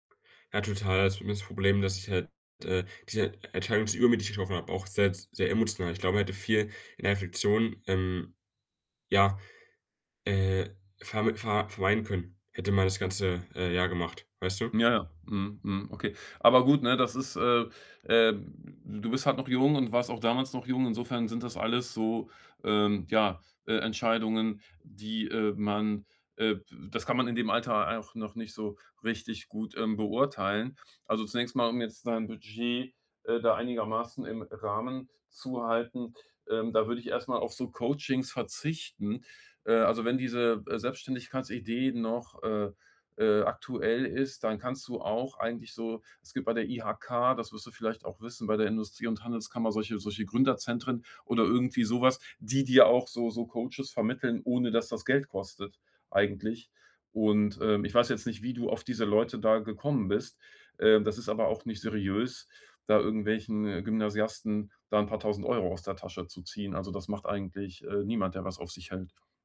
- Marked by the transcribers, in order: none
- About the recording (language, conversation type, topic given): German, advice, Wie kann ich mein Geld besser planen und bewusster ausgeben?